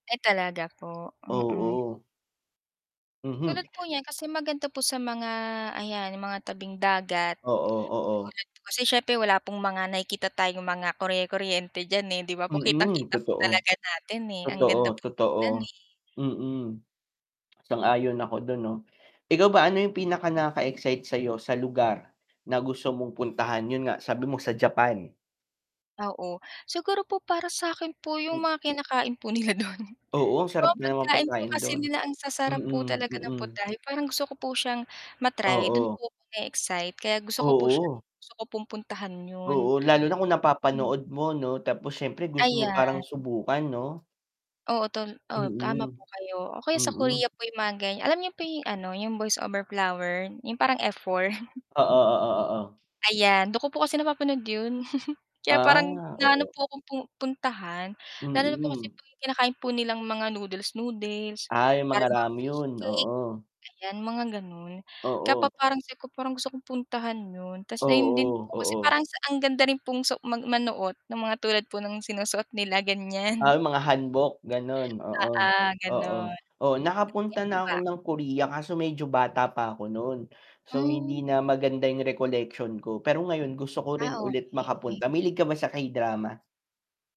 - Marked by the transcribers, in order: static; other background noise; distorted speech; tapping; laughing while speaking: "do'n"; chuckle; chuckle; chuckle
- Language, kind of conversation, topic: Filipino, unstructured, Saan mo gustong pumunta kung magkakaroon ka ng pagkakataon?